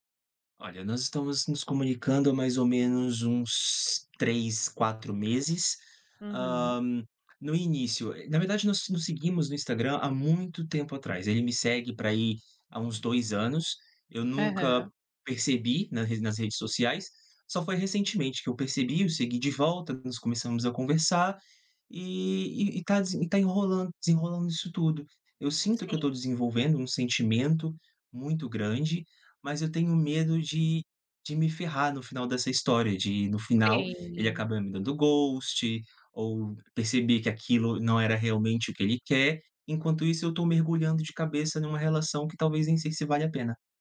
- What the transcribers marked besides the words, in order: unintelligible speech; in English: "ghost"
- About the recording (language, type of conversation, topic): Portuguese, advice, Como você lida com a falta de proximidade em um relacionamento à distância?